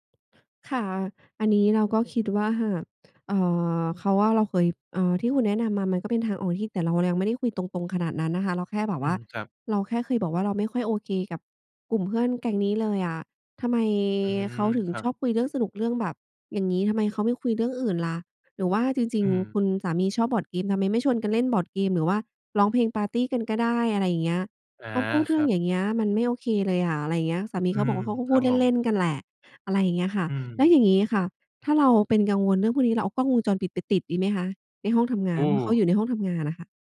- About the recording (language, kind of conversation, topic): Thai, advice, ฉันสงสัยว่าแฟนกำลังนอกใจฉันอยู่หรือเปล่า?
- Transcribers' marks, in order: other background noise